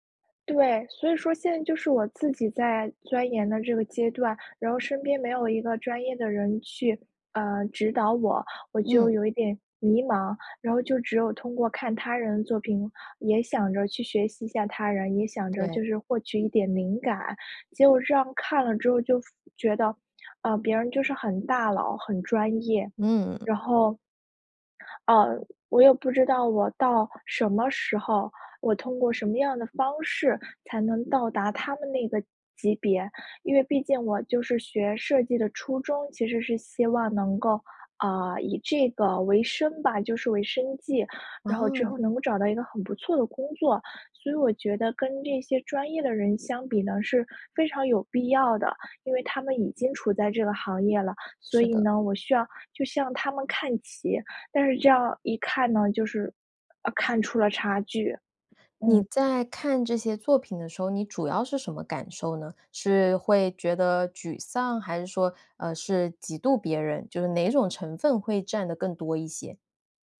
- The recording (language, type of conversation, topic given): Chinese, advice, 看了他人的作品后，我为什么会失去创作信心？
- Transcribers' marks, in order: other background noise